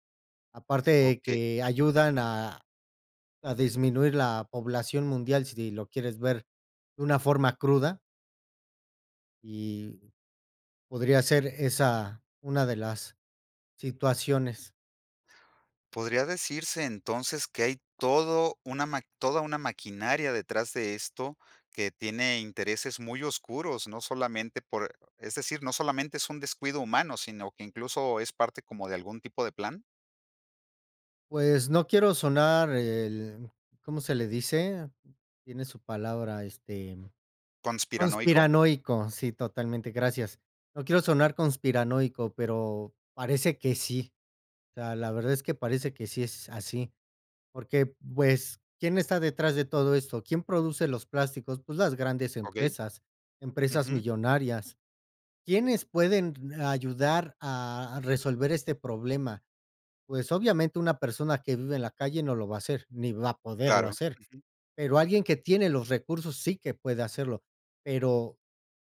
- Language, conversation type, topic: Spanish, podcast, ¿Qué opinas sobre el problema de los plásticos en la naturaleza?
- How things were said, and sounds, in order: tapping